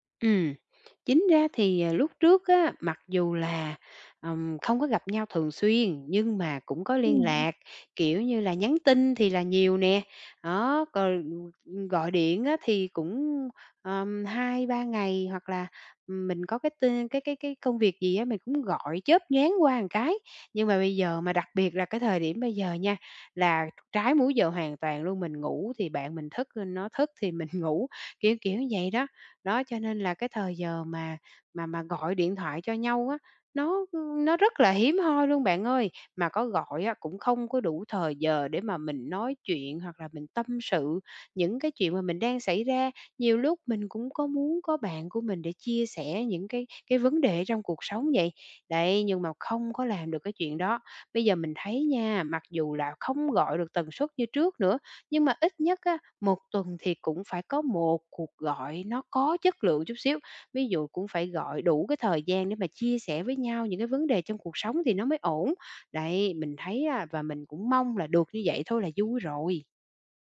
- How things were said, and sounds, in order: tapping; "một" said as "ừn"; laughing while speaking: "mình"
- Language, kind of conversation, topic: Vietnamese, advice, Làm sao để giữ liên lạc với bạn bè lâu dài?